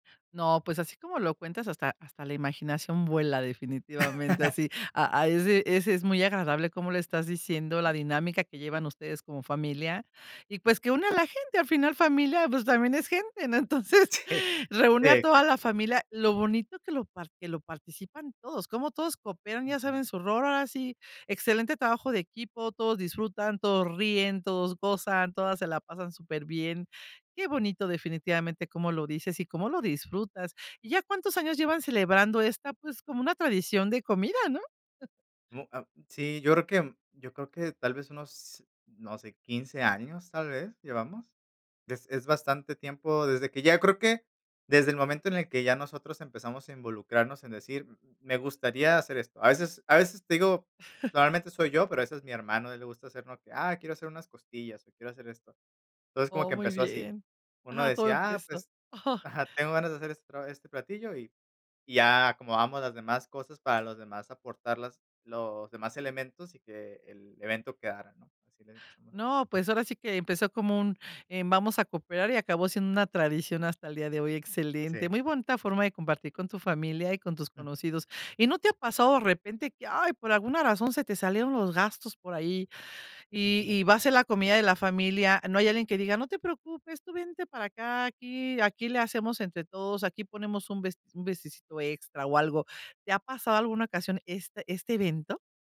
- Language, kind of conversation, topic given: Spanish, podcast, ¿Qué papel juegan las comidas compartidas en unir a la gente?
- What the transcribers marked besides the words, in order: laugh; laughing while speaking: "Sí"; laughing while speaking: "Entonces"; chuckle; chuckle; other background noise